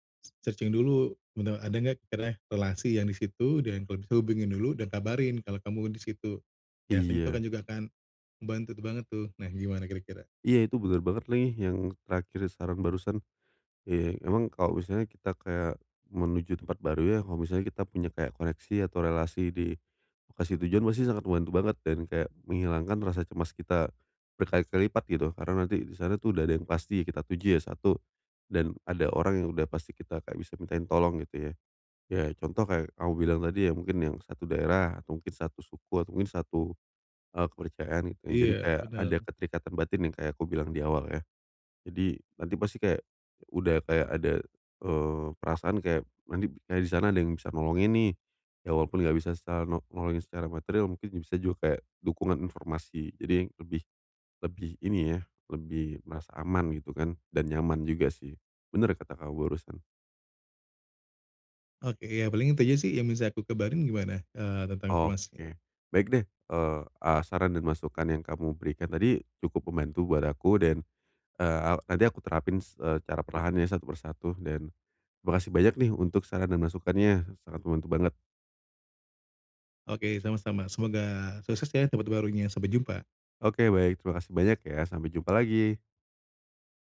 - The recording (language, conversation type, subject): Indonesian, advice, Bagaimana cara mengatasi kecemasan dan ketidakpastian saat menjelajahi tempat baru?
- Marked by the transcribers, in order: in English: "Searching"; other background noise; tapping